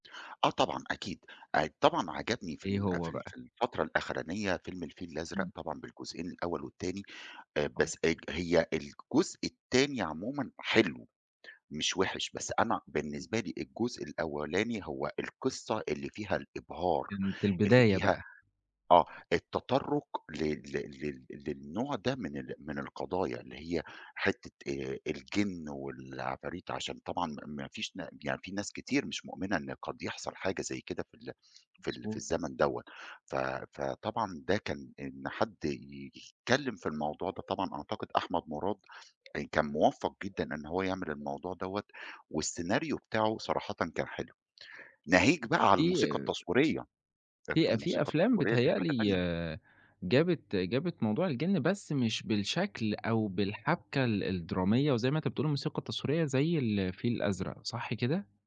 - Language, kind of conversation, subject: Arabic, podcast, إيه الفيلم أو المسلسل اللي حسّسك بالحنين ورجّعك لأيام زمان؟
- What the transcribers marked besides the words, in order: tapping; other background noise